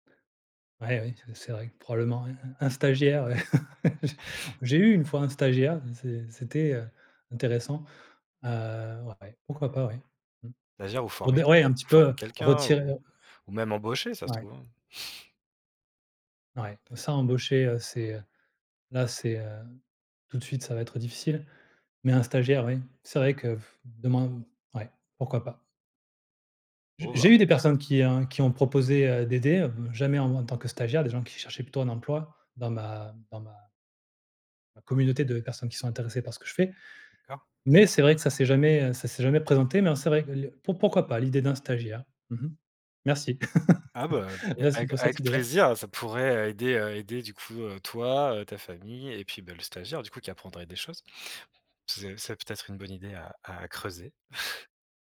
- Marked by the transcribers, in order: chuckle; chuckle; laugh; chuckle
- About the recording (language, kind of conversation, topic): French, advice, Comment votre mode de vie chargé vous empêche-t-il de faire des pauses et de prendre soin de vous ?